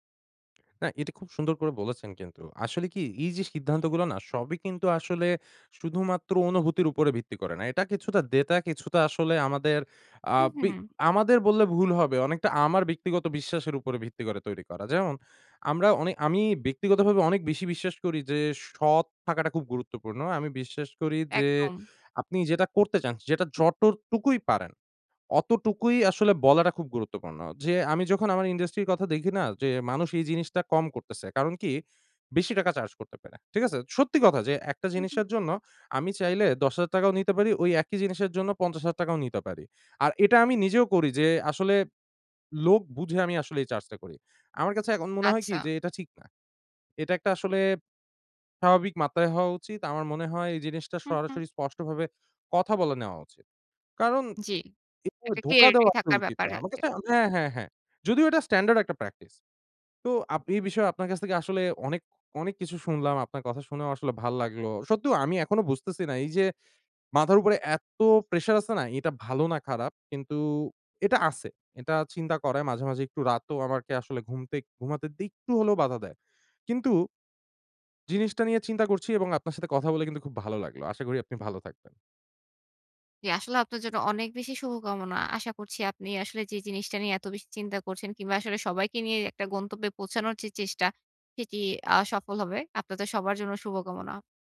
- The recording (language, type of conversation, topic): Bengali, advice, স্টার্টআপে দ্রুত সিদ্ধান্ত নিতে গিয়ে আপনি কী ধরনের চাপ ও দ্বিধা অনুভব করেন?
- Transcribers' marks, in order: "যতটুকুই" said as "যটকুই"; in English: "industry"; in English: "clarity"; in English: "standard"; in English: "practice"